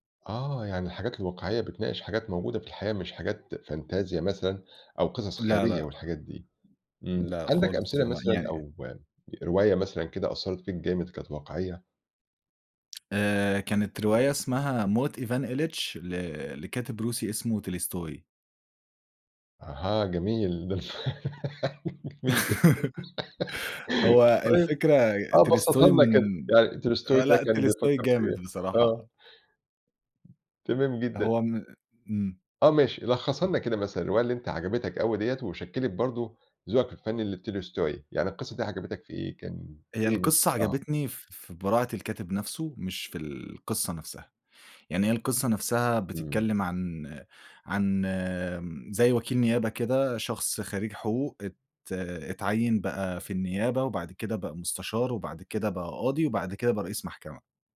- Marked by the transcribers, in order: in English: "فانتزيا"; tapping; laugh; laughing while speaking: "الف جميل جدًا"; laugh
- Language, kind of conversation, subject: Arabic, podcast, مين أو إيه اللي كان له أكبر تأثير في تشكيل ذوقك الفني؟